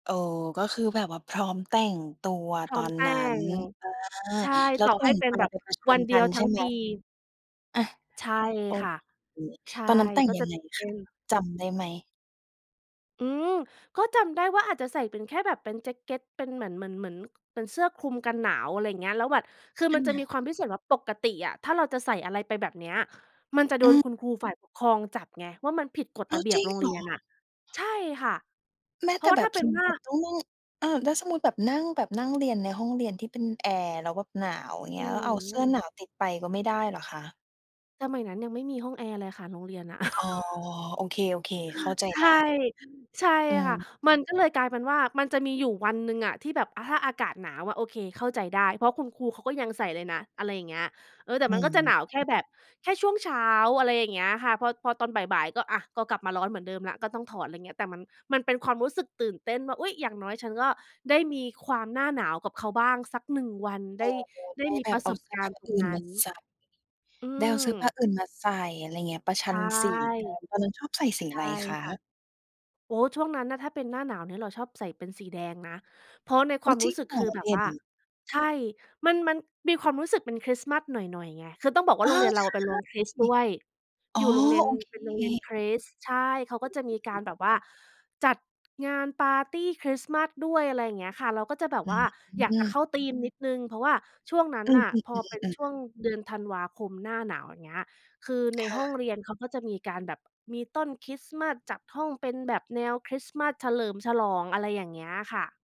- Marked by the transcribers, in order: laugh; other noise
- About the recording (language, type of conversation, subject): Thai, podcast, ความทรงจำในวัยเด็กของคุณเกี่ยวกับช่วงเปลี่ยนฤดูเป็นอย่างไร?